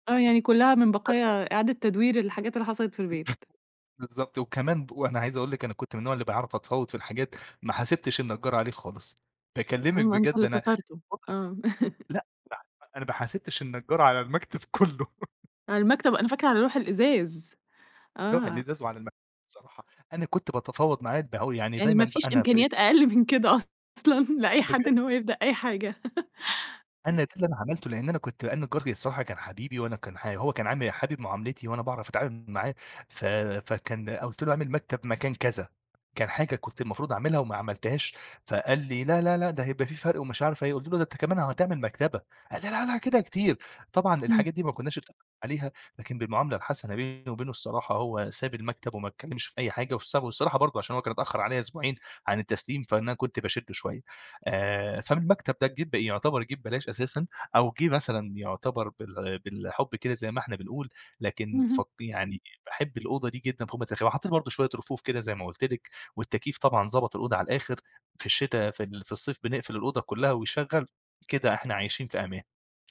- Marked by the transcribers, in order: unintelligible speech; chuckle; laugh; laugh; laughing while speaking: "أقل من كده أصلًا"; laugh
- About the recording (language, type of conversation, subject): Arabic, podcast, إزاي تغيّر شكل قوضتك بسرعة ومن غير ما تصرف كتير؟